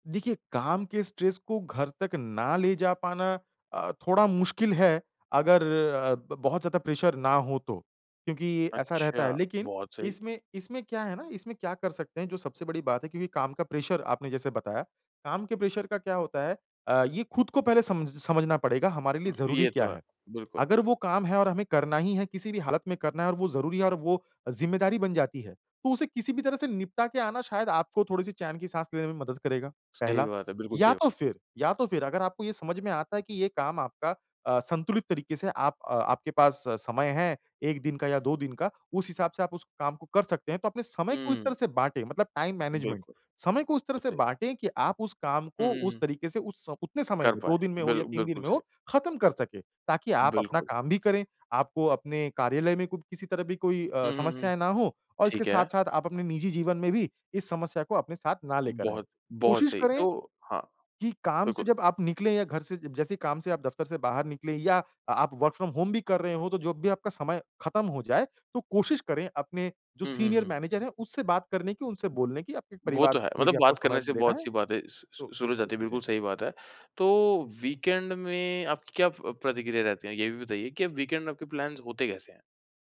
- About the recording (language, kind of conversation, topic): Hindi, podcast, काम और निजी जीवन में संतुलन बनाए रखने के लिए आप कौन-से नियम बनाते हैं?
- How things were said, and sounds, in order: in English: "स्ट्रेस"; in English: "प्रेशर"; in English: "प्रेशर"; in English: "प्रेशर"; in English: "टाइम मैनेजमेंट"; in English: "वर्क फ्रॉम होम"; "जब" said as "जोब"; in English: "सीनियर"; in English: "वीकेंड"; in English: "वीकेंड"; in English: "प्लान्स"